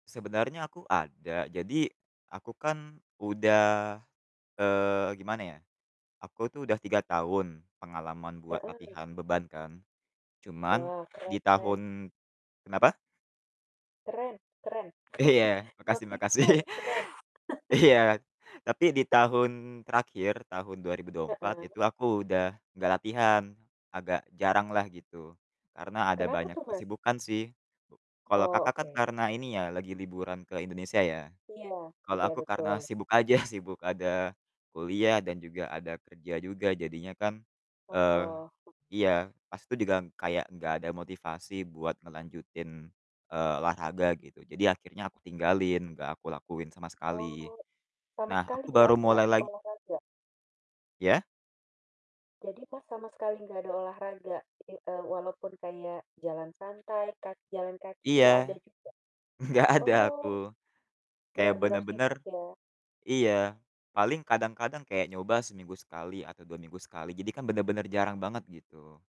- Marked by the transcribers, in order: other background noise; laughing while speaking: "Iya"; chuckle; laughing while speaking: "makasih"; laughing while speaking: "Iya"; chuckle; distorted speech; laughing while speaking: "aja"; "juga" said as "degang"; laughing while speaking: "enggak"
- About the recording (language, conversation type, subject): Indonesian, unstructured, Bagaimana cara memotivasi diri agar tetap aktif bergerak?